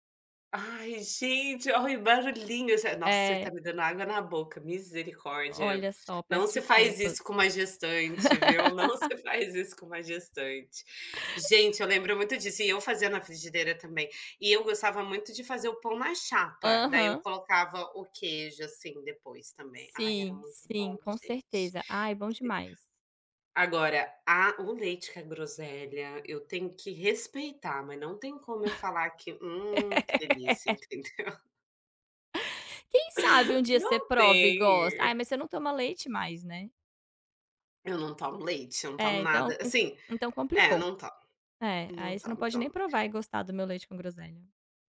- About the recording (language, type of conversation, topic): Portuguese, unstructured, Qual comida traz mais lembranças da sua infância?
- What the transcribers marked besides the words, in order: laugh; tapping; laugh; laughing while speaking: "Entendeu"